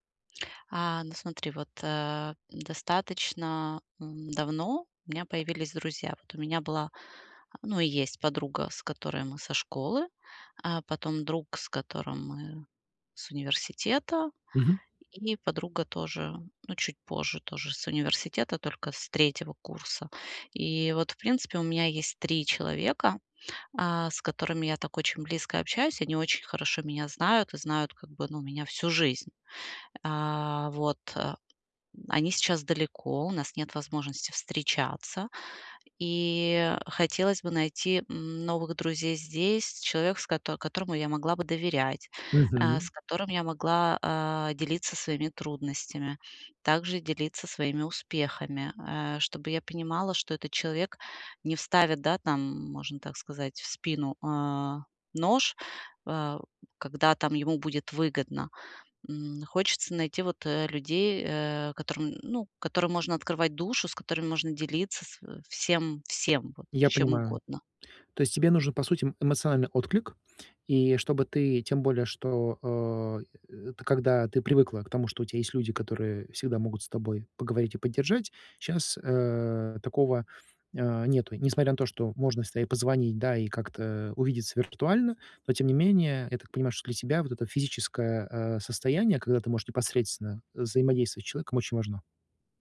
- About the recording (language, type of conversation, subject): Russian, advice, Как мне найти новых друзей во взрослом возрасте?
- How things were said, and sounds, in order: tapping